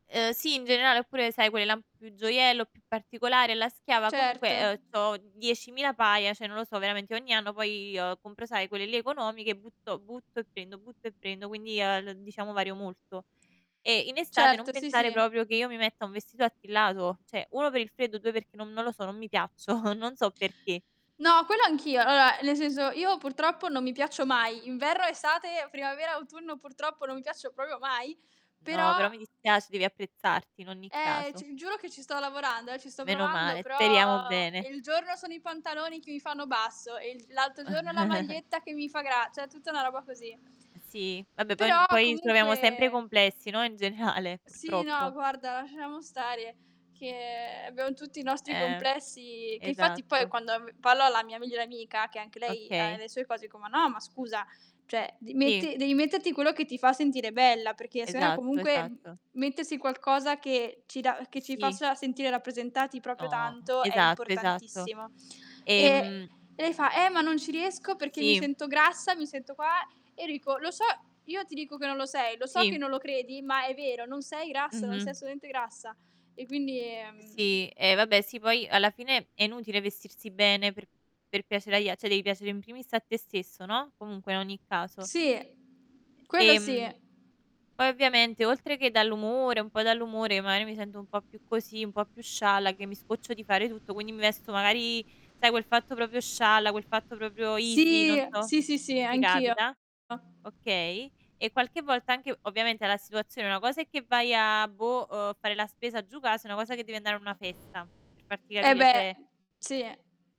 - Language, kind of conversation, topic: Italian, unstructured, Come ti senti quando indossi un abbigliamento che ti rappresenta?
- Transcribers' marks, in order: tapping; distorted speech; "cioè" said as "ceh"; drawn out: "poi"; "cioè" said as "ceh"; chuckle; "Vabbè" said as "abè"; "proprio" said as "popio"; chuckle; mechanical hum; "cioè" said as "ceh"; static; laughing while speaking: "generale"; "parlo" said as "pallo"; "cioè" said as "ceh"; "metterti" said as "mettetti"; "proprio" said as "propio"; "assolutamente" said as "assoluamente"; "cioè" said as "ceh"; "proprio" said as "propio"; in English: "easy"; "cioè" said as "ceh"